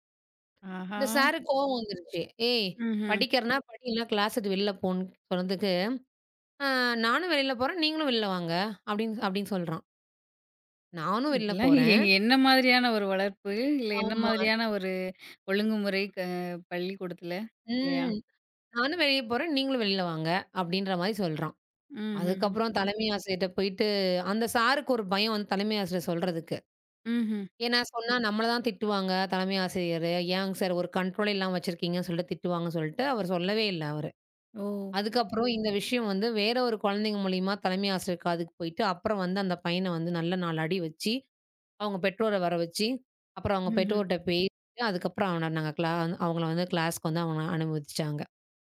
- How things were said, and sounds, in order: drawn out: "ஆஹா!"; other noise; in English: "கிளாஸ"; laughing while speaking: "என்ன"; drawn out: "ம்"; in English: "கன்ட்ரோலே"; in another language: "கிளாஸ்க்கு"
- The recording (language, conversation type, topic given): Tamil, podcast, மாணவர்களின் மனநலத்தைக் கவனிப்பதில் பள்ளிகளின் பங்கு என்ன?